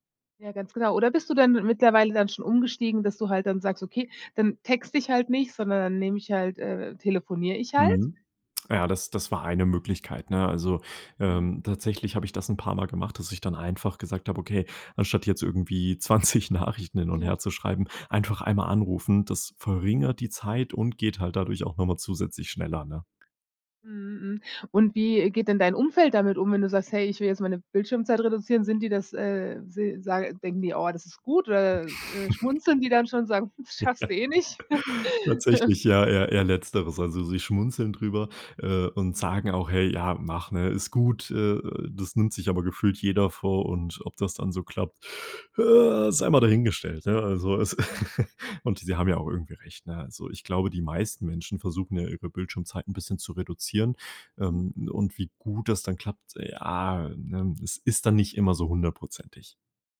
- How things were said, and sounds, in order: laughing while speaking: "zwanzig"; chuckle; laugh; put-on voice: "ja"; laugh
- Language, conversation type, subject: German, podcast, Wie gehst du mit deiner täglichen Bildschirmzeit um?